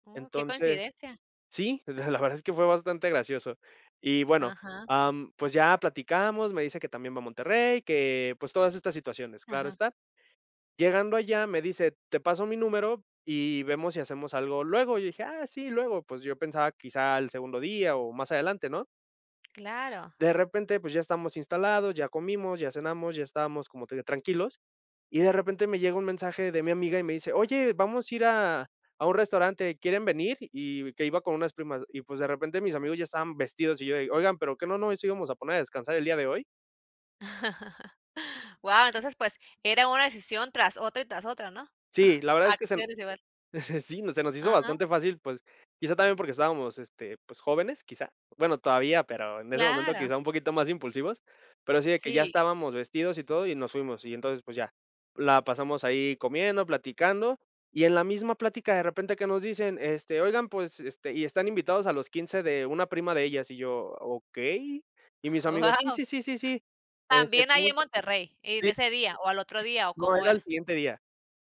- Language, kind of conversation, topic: Spanish, podcast, ¿Qué decisión impulsiva terminó convirtiéndose en una gran aventura?
- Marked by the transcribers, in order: laugh; chuckle; unintelligible speech